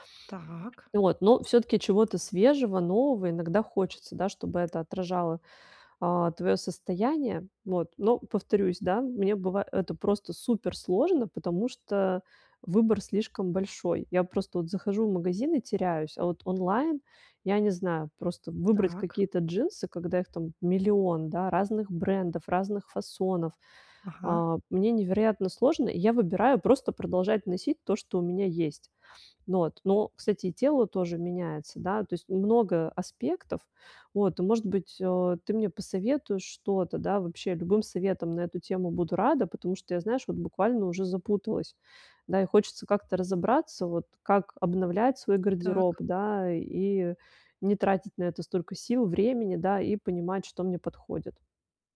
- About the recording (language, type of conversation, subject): Russian, advice, Как мне найти свой личный стиль и вкус?
- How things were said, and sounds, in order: none